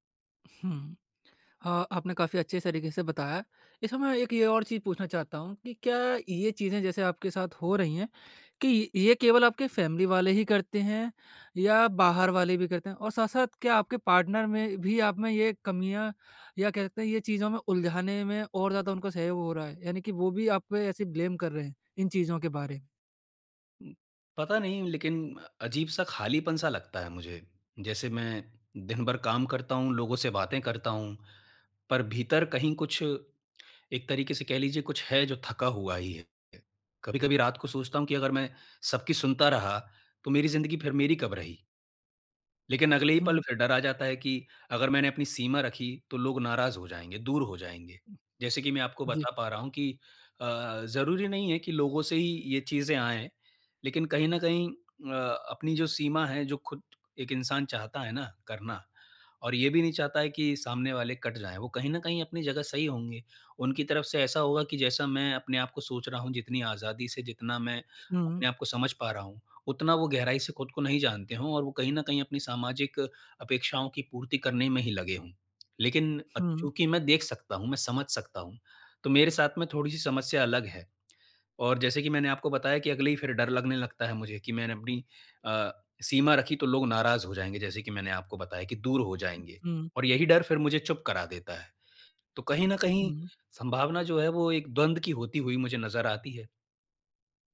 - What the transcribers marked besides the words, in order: in English: "फ़ैमिली"; in English: "पार्टनर"; in English: "ब्लेम"
- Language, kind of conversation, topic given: Hindi, advice, दोस्तों के साथ पार्टी में दूसरों की उम्मीदें और अपनी सीमाएँ कैसे संभालूँ?